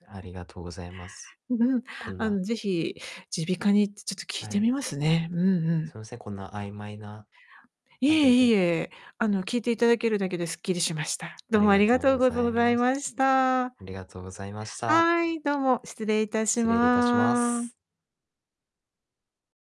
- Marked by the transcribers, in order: "ございました" said as "ごぞざいました"
- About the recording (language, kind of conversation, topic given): Japanese, advice, たくさんの健康情報に混乱していて、何を信じればいいのか迷っていますが、どうすれば見極められますか？